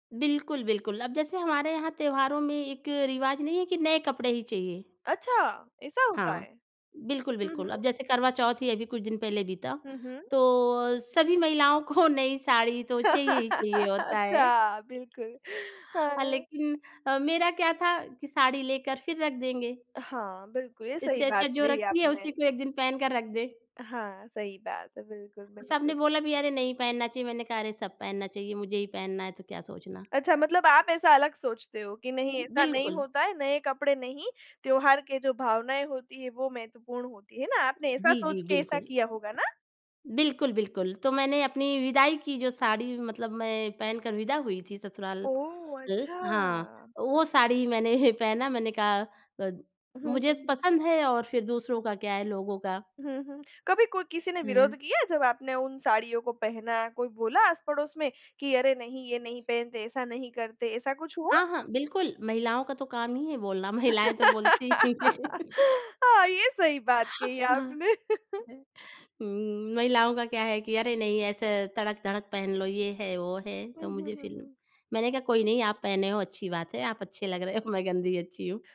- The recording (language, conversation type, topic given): Hindi, podcast, त्योहारों का असल मतलब आपके लिए क्या है?
- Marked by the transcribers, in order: laughing while speaking: "को"; laugh; laughing while speaking: "अच्छा, बिल्कुल, हाँ"; chuckle; laugh; laughing while speaking: "हाँ, ये सही बात कही आपने"; laughing while speaking: "महिलाएँ तो बोलती ही हैं"; laugh; laughing while speaking: "हो"